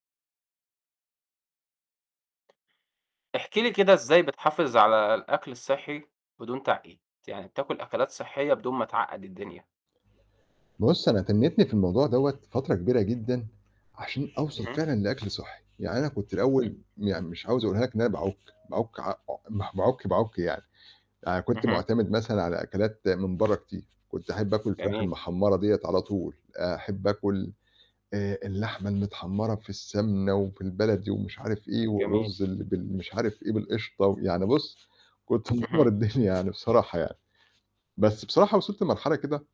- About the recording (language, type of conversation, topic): Arabic, podcast, إزاي تحافظ على أكل صحي من غير تعقيد؟
- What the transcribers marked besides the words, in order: tapping; static; other noise; laughing while speaking: "الدنيا"